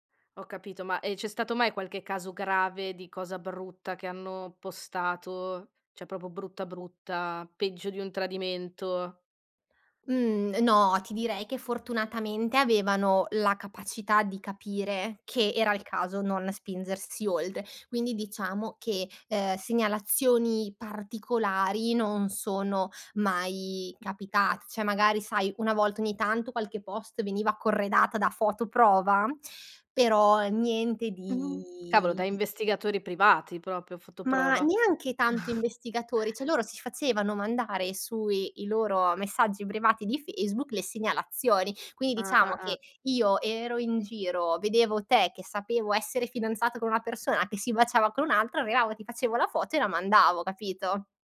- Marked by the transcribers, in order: in English: "postato"; "cioè" said as "ceh"; "proprio" said as "propo"; "cioè" said as "ceh"; "cioè" said as "ceh"; chuckle
- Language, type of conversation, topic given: Italian, podcast, Cosa fai per proteggere la tua reputazione digitale?